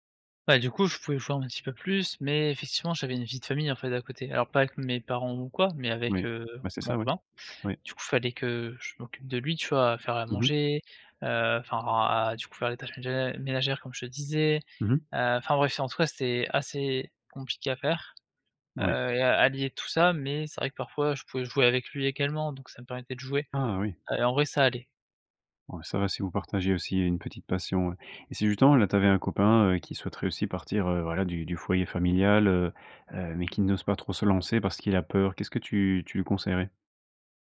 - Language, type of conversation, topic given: French, podcast, Peux-tu raconter un moment où tu as dû devenir adulte du jour au lendemain ?
- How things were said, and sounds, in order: unintelligible speech